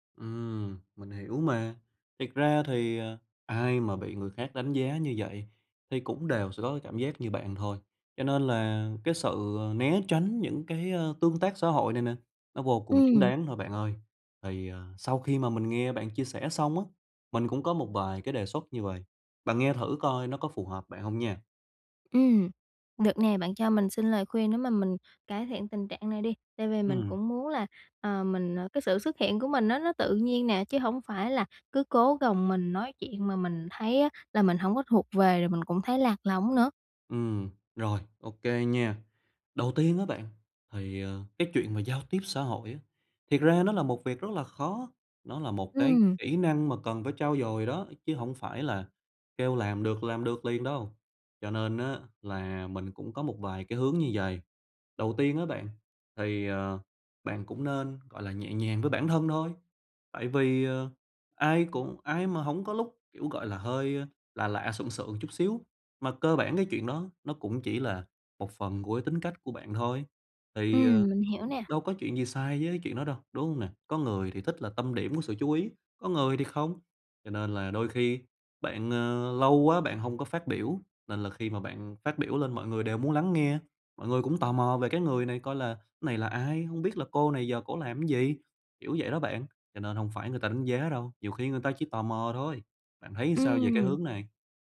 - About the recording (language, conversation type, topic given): Vietnamese, advice, Làm sao để tôi không còn cảm thấy lạc lõng trong các buổi tụ tập?
- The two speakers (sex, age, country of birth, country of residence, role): female, 20-24, Vietnam, Vietnam, user; male, 25-29, Vietnam, Vietnam, advisor
- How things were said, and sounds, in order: tapping; other background noise; other noise